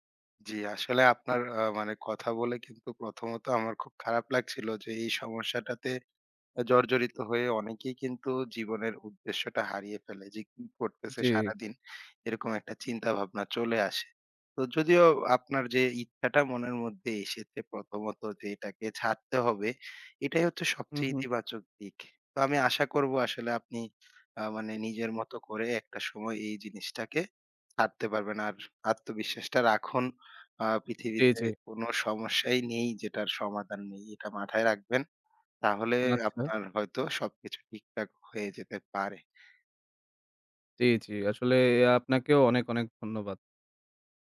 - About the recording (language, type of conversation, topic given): Bengali, advice, ফোন দেখা কমানোর অভ্যাস গড়তে আপনার কি কষ্ট হচ্ছে?
- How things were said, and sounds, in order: other background noise; tapping